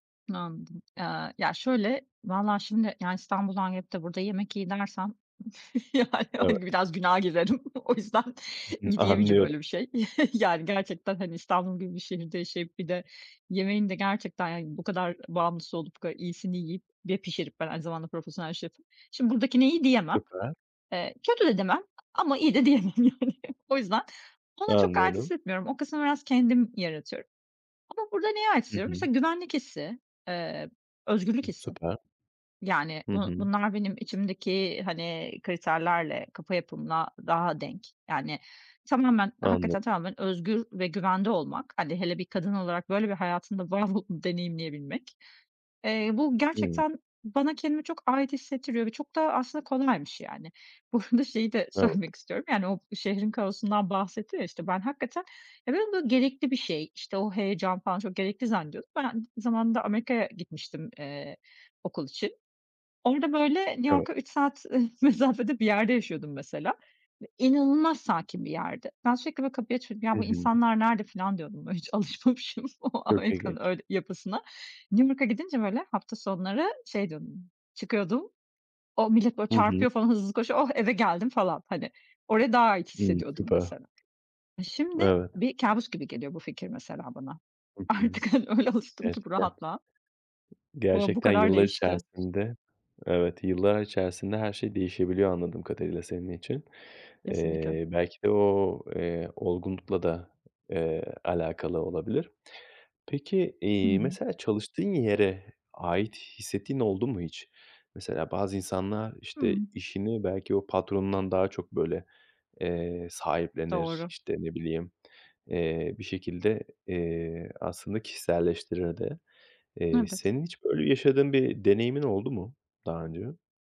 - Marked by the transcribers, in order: tapping; chuckle; laughing while speaking: "yani, hani, biraz günaha girerim. O yüzden"; other background noise; chuckle; laughing while speaking: "diyemem, yani"; unintelligible speech; laughing while speaking: "Bu arada şeyi de söylemek istiyorum"; laughing while speaking: "mesafede"; laughing while speaking: "alışmamışım o Amerika'nın öyle yapısına"; laughing while speaking: "Artık, hani, öyle alıştım ki bu rahatlığa"
- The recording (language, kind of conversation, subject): Turkish, podcast, İnsanların kendilerini ait hissetmesini sence ne sağlar?